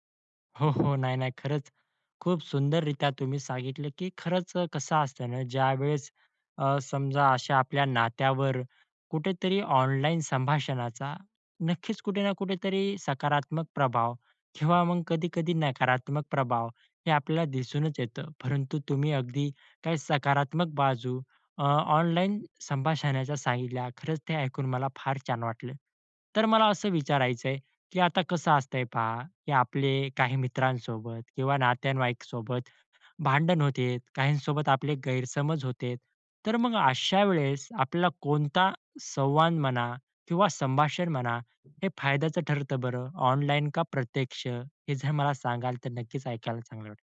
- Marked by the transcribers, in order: other background noise; "नातेवाईकांसोबत" said as "नात्यांवाईकसोबत"
- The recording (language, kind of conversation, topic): Marathi, podcast, ऑनलाइन आणि प्रत्यक्ष संवाद साधताना तुमच्यात काय फरक जाणवतो?